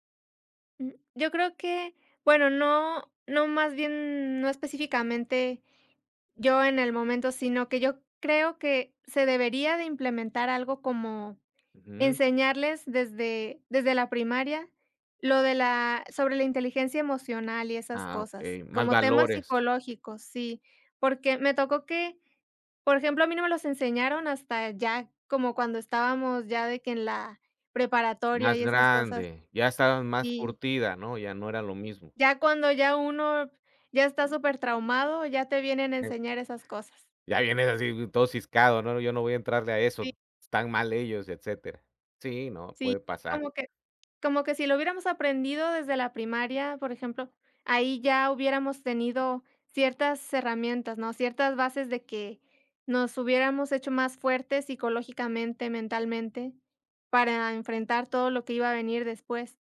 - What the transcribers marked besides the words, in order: none
- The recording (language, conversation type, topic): Spanish, unstructured, ¿Alguna vez has sentido que la escuela te hizo sentir menos por tus errores?
- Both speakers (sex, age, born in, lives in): female, 30-34, Mexico, Mexico; male, 45-49, Mexico, Mexico